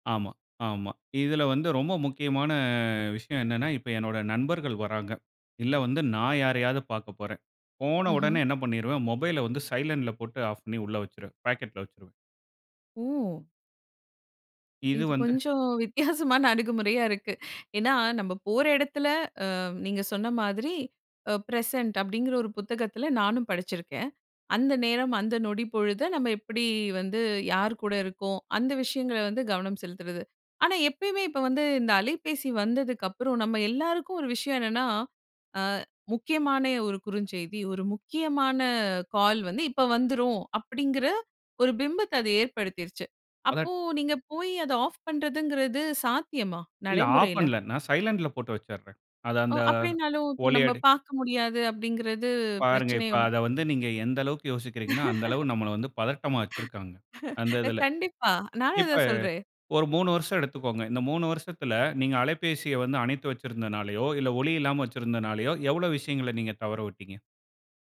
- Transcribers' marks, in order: in English: "சைலன்ட்ல"; laughing while speaking: "இது கொஞ்சம் வித்தியாசமான அணுகுமுறையா இருக்கு"; in English: "பிரசன்ட்"; unintelligible speech; in English: "சைலன்ட்ல"; unintelligible speech; laugh; laughing while speaking: "அ கண்டிப்பா! நானும் அதான் சொல்றேன்"
- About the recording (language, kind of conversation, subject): Tamil, podcast, ஊடகங்கள் மற்றும் கைப்பேசிகள் உரையாடலைச் சிதறடிக்கிறதா, அதை நீங்கள் எப்படி சமாளிக்கிறீர்கள்?